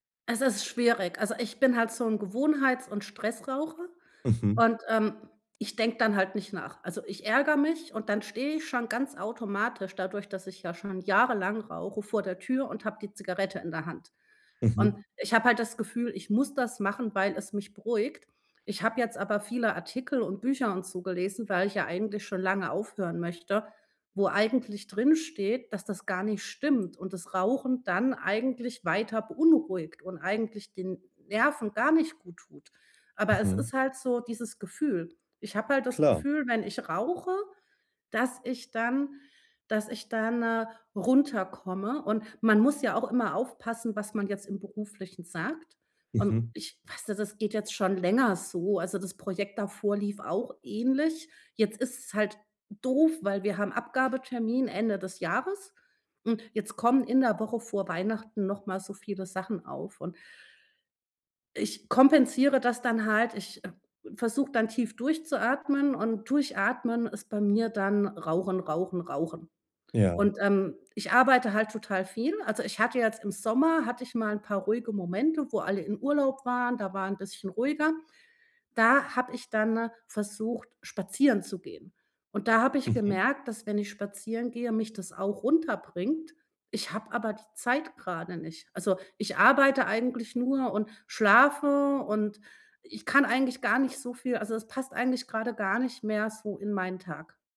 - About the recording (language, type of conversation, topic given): German, advice, Wie kann ich mit starken Gelüsten umgehen, wenn ich gestresst bin?
- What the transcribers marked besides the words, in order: other background noise